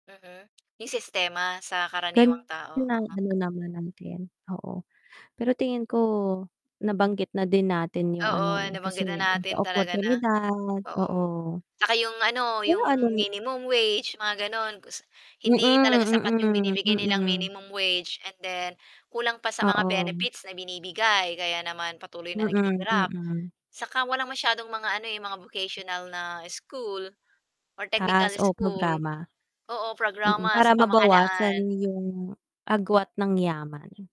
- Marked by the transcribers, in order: tapping; distorted speech; other background noise
- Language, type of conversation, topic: Filipino, unstructured, Sa tingin mo ba tama lang na iilan lang sa bansa ang mayaman?